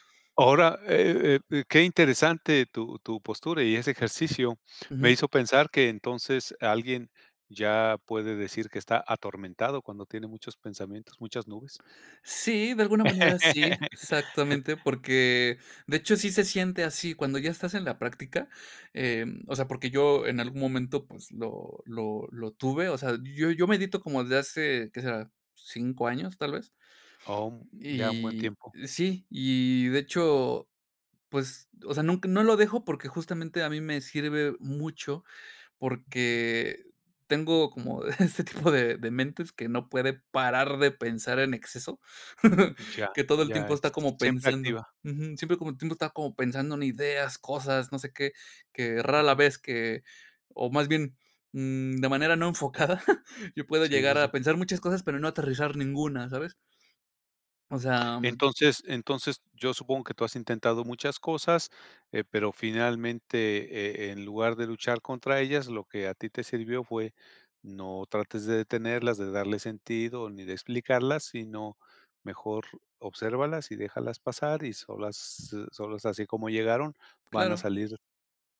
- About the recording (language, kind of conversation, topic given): Spanish, podcast, ¿Cómo manejar los pensamientos durante la práctica?
- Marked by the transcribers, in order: laugh; chuckle; chuckle; chuckle